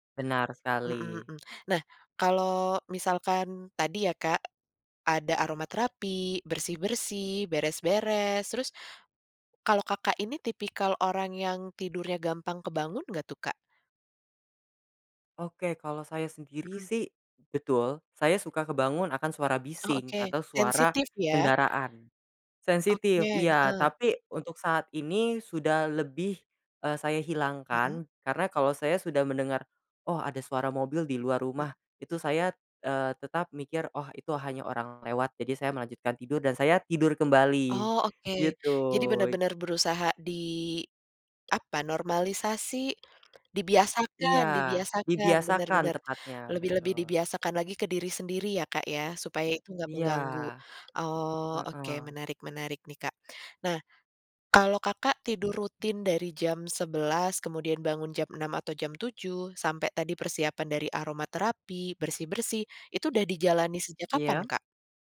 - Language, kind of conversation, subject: Indonesian, podcast, Bisa ceritakan rutinitas tidur seperti apa yang membuat kamu bangun terasa segar?
- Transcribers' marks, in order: other background noise